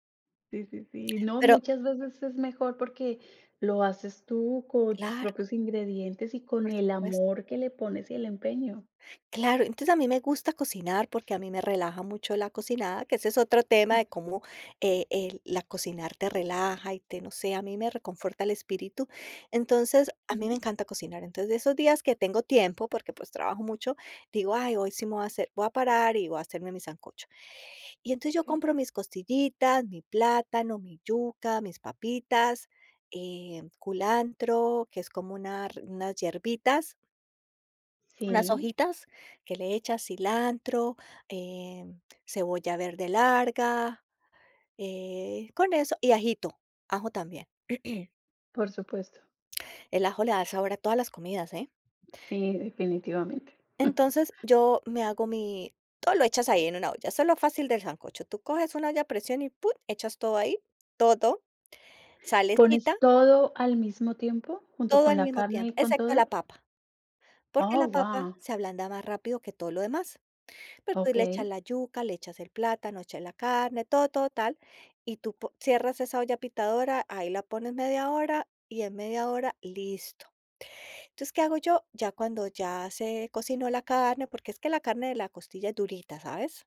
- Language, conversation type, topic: Spanish, podcast, ¿Cuál es tu comida reconfortante favorita y por qué?
- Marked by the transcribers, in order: other background noise; other noise; "unas" said as "unar"; throat clearing; chuckle